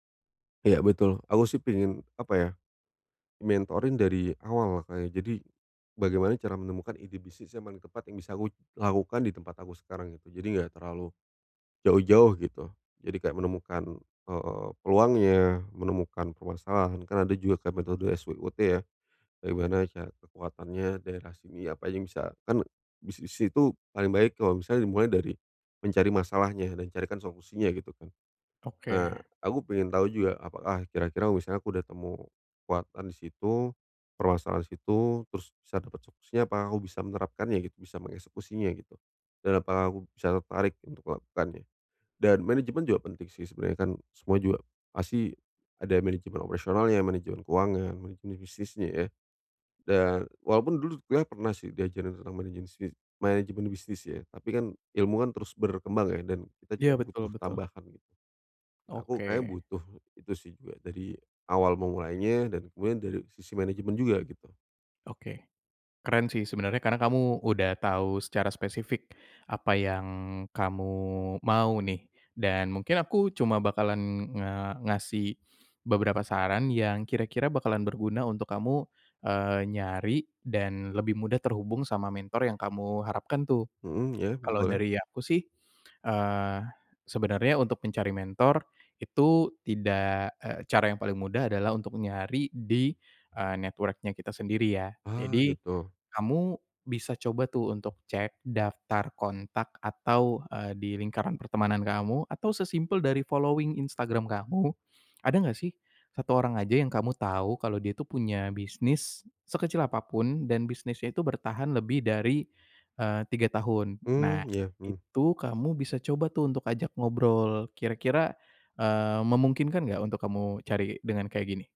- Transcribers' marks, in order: in English: "network-nya"; in English: "following"
- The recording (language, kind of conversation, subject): Indonesian, advice, Bagaimana cara menemukan mentor yang tepat untuk membantu perkembangan karier saya?